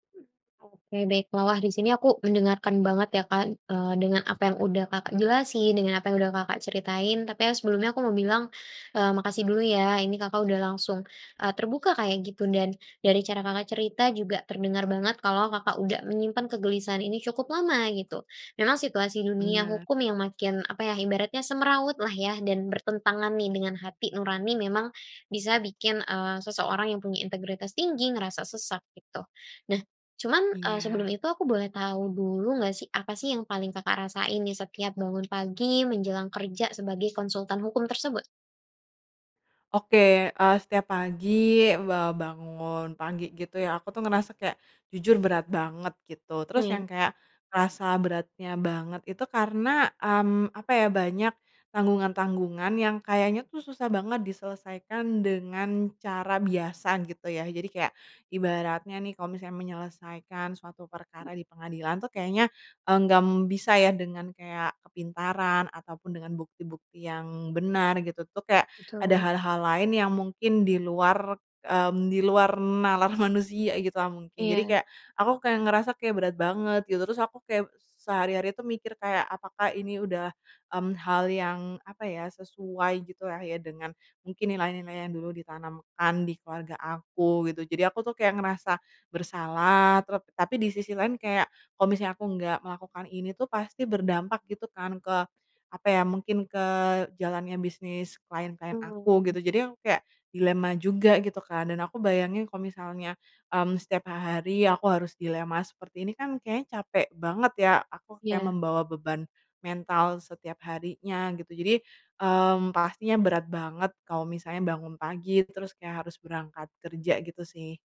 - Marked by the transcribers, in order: other background noise; tapping
- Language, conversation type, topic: Indonesian, advice, Mengapa Anda mempertimbangkan beralih karier di usia dewasa?